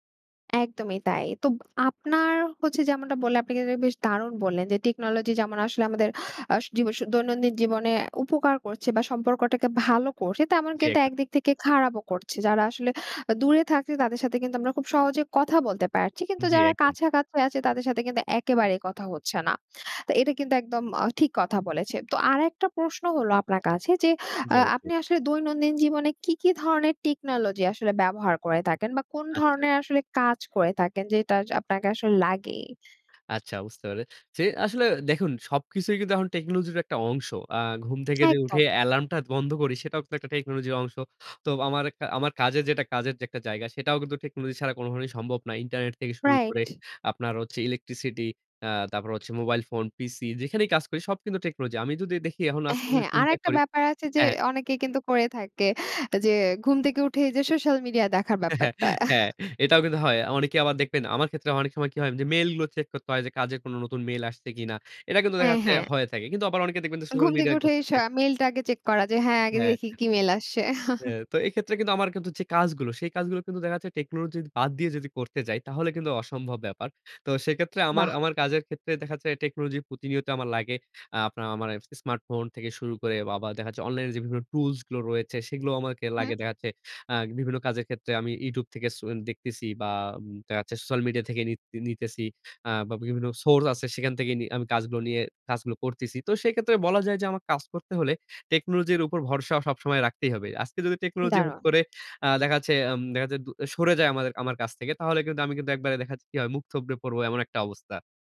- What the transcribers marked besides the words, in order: tapping; "এখন" said as "এহন"; other background noise; chuckle; laughing while speaking: "হ্যাঁ, এটাও কিন্তু হয়"; scoff; "ঘুরতেছে" said as "ঘরতেছে"; chuckle
- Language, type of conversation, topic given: Bengali, podcast, প্রযুক্তি কীভাবে তোমার শেখার ধরন বদলে দিয়েছে?